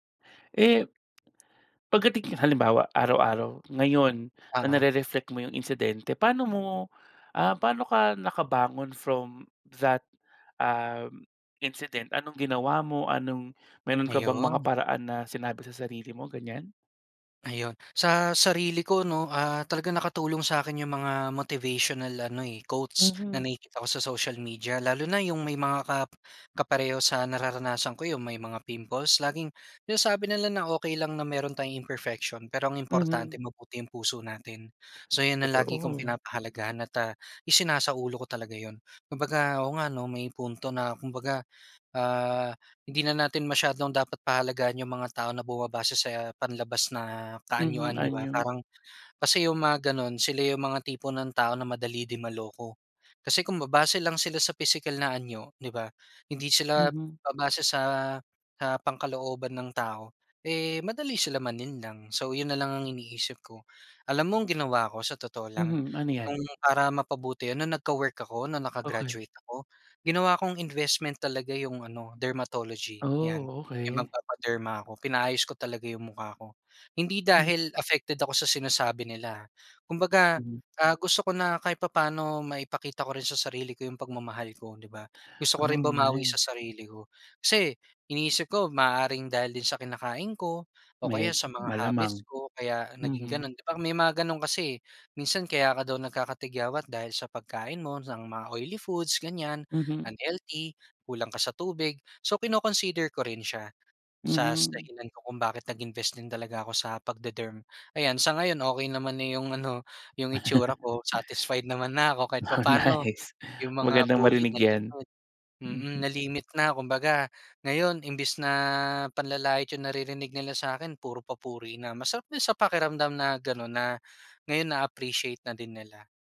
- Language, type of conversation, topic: Filipino, podcast, Paano mo hinaharap ang paghusga ng iba dahil sa iyong hitsura?
- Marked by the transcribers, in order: in English: "nare-reflect"; in English: "from that"; in English: "incident"; laugh; laughing while speaking: "Oh nice!"